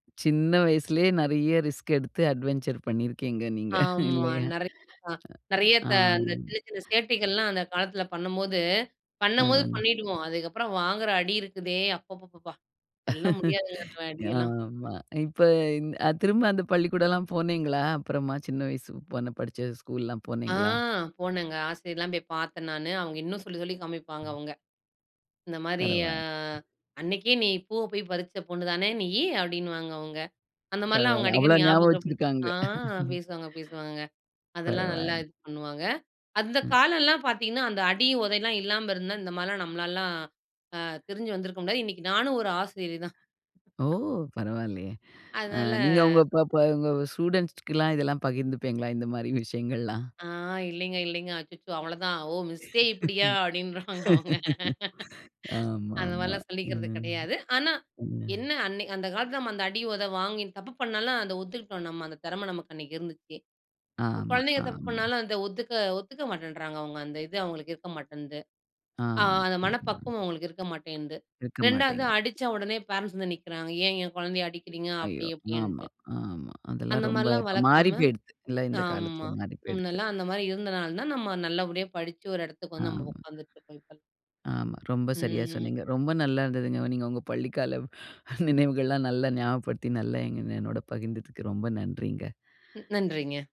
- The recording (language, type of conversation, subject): Tamil, podcast, உங்கள் பள்ளிக்காலத்தில் இன்னும் இனிமையாக நினைவில் நிற்கும் சம்பவம் எது என்று சொல்ல முடியுமா?
- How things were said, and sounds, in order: laughing while speaking: "சின்ன வயசுலயே நறைய ரிஸ்க் எடுத்து அட்வென்சர் பண்ணியிருக்கீங்க நீங்க. இல்லையா?"; in English: "அட்வென்சர்"; other noise; laugh; drawn out: "ஆ"; drawn out: "ஆ"; laughing while speaking: "நீ பூவ போய் பறிச்ச பொண்ணுதானே நீயி அப்டின்னு வாங்க"; laughing while speaking: "அவ்வளோ ஞாபகம் வச்சிருக்காங்க"; "ஆசிரியர்" said as "ஆசிரியரி"; chuckle; in English: "ஸ்டுடென்ட்ஸ்லாம்"; laughing while speaking: "ஆமா. ஆமா. ம். ம்"; laughing while speaking: "அப்டின்னுருவாங்க. அவங்க, அந்த மாரில்லாம் சொல்லிக்கிறது கிடையாது"; other background noise; laughing while speaking: "நீங்க உங்க பள்ளி கால நினைவுகள்லாம் நல்லா ஞாபகப்படுத்தி நல்லா என்னோட பகிர்ந்துக்கு"